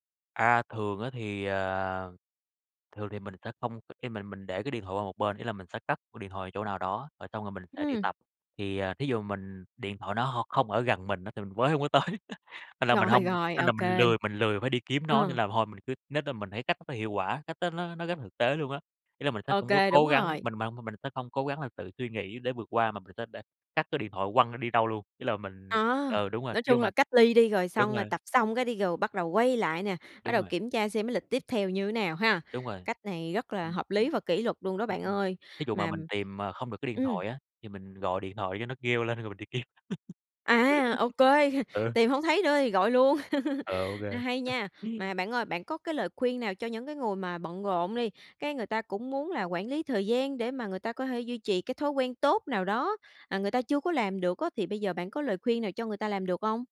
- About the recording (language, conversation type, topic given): Vietnamese, podcast, Bạn quản lý thời gian như thế nào để duy trì thói quen?
- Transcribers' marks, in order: chuckle; laughing while speaking: "Rồi"; tapping; chuckle; laugh; chuckle